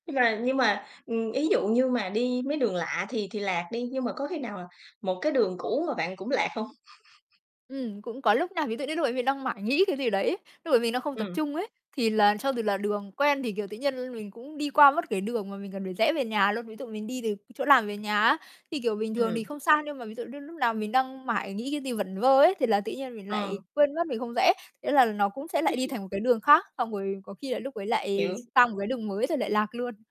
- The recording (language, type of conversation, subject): Vietnamese, podcast, Bạn có thể kể về một lần bạn bị lạc đường và bạn đã xử lý như thế nào không?
- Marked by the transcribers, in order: chuckle; tapping; distorted speech; chuckle; other background noise